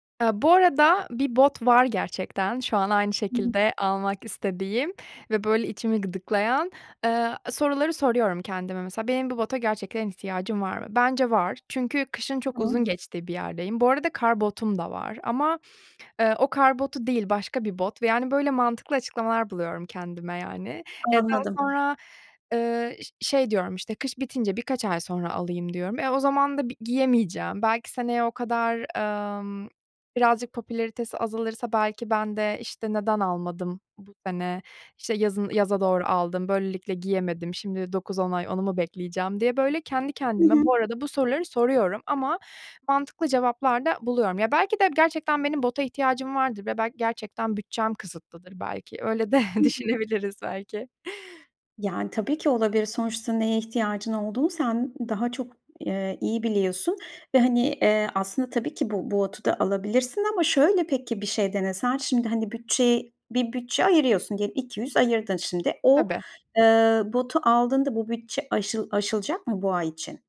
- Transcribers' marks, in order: unintelligible speech; other background noise; laughing while speaking: "de düşünebiliriz"; tapping
- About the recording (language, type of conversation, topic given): Turkish, advice, Aylık harcamalarımı kontrol edemiyor ve bütçe yapamıyorum; bunu nasıl düzeltebilirim?